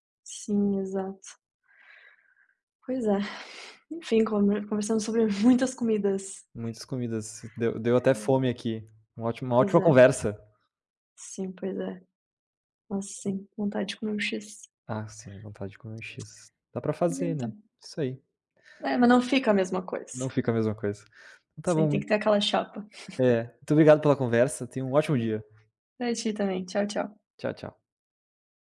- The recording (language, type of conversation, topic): Portuguese, unstructured, Qual comida típica da sua cultura traz boas lembranças para você?
- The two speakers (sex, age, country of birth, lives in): female, 25-29, Brazil, Italy; male, 25-29, Brazil, Italy
- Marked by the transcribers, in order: exhale; laughing while speaking: "muitas"; tapping; chuckle; other background noise